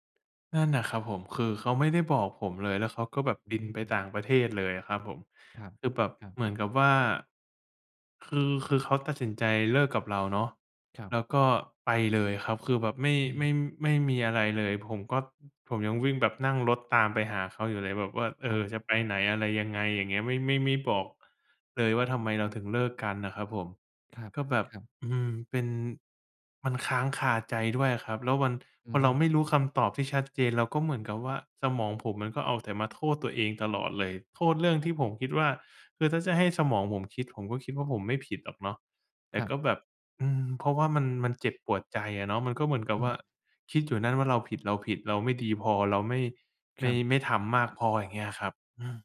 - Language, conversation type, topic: Thai, advice, คำถามภาษาไทยเกี่ยวกับการค้นหาความหมายชีวิตหลังเลิกกับแฟน
- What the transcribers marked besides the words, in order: none